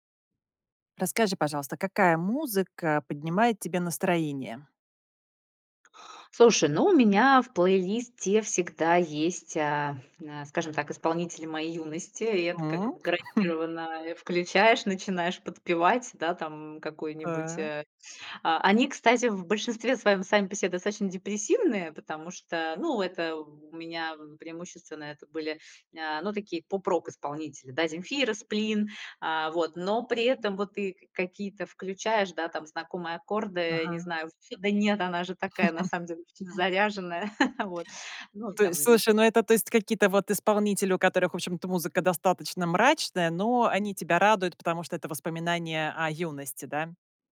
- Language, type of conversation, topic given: Russian, podcast, Какая музыка поднимает тебе настроение?
- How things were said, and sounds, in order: chuckle; other background noise; laugh; chuckle; tapping